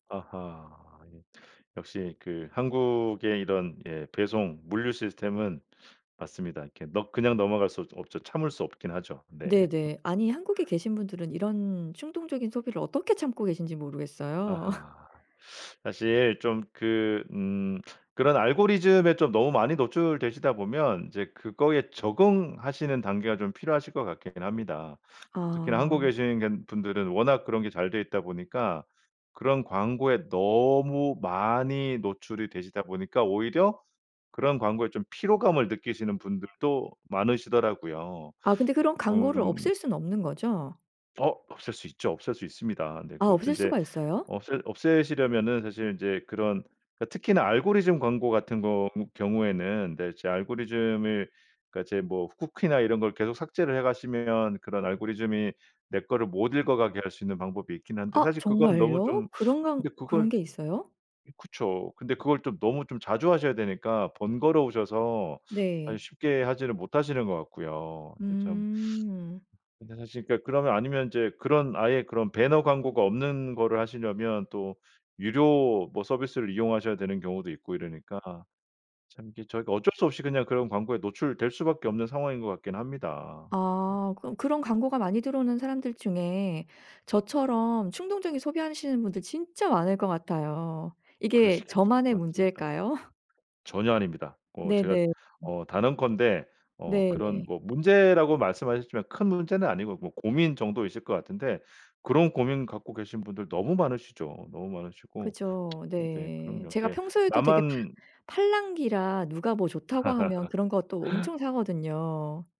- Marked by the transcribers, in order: laugh; laugh; tapping; laugh; other background noise; laugh
- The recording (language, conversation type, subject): Korean, advice, 계획 없이 충동적으로 돈을 쓰는 소비 습관을 어떻게 고칠 수 있을까요?
- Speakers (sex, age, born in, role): female, 45-49, South Korea, user; male, 45-49, South Korea, advisor